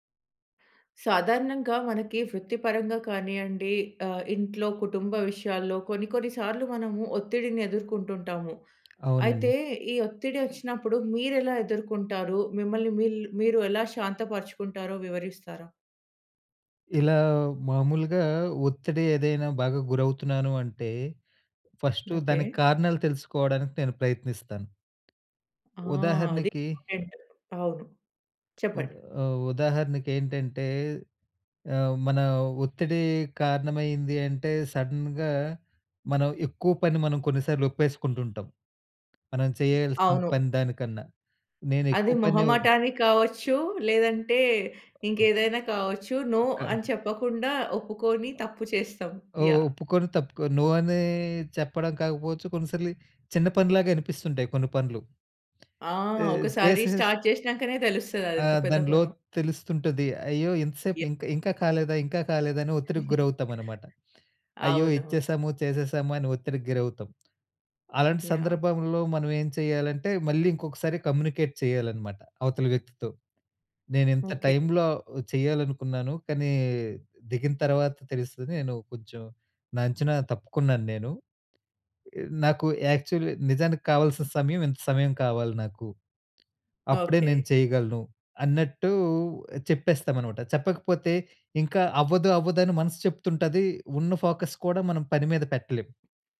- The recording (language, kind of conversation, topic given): Telugu, podcast, ఒత్తిడిని మీరు ఎలా ఎదుర్కొంటారు?
- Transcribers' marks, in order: in English: "ఇంపార్టెంట్"; in English: "సడెన్‌గా"; other noise; in English: "నో"; tapping; in English: "నో"; drawn out: "అని"; in English: "దిస్ ఇస్"; in English: "స్టార్ట్"; giggle; in English: "కమ్యూనికేట్"; in English: "యాక్చువలీ"; in English: "ఫోకస్"